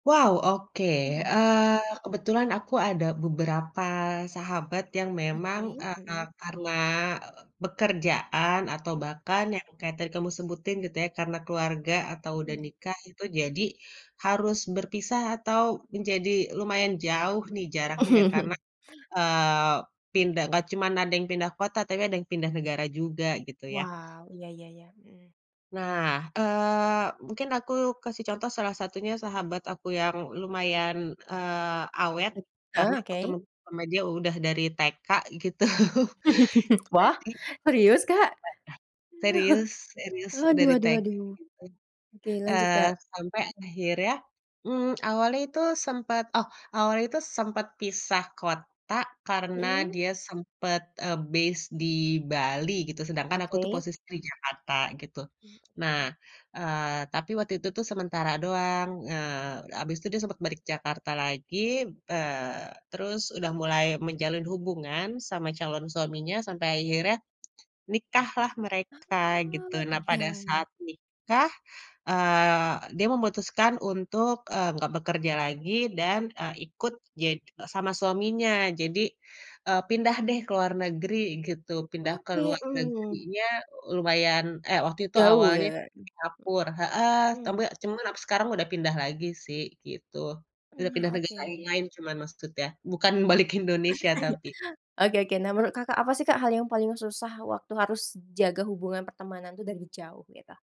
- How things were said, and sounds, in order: chuckle; laugh; laughing while speaking: "gitu"; chuckle; other background noise; tapping; in English: "base"; chuckle
- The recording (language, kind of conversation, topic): Indonesian, podcast, Bagaimana cara kamu menjaga persahabatan jarak jauh agar tetap terasa dekat?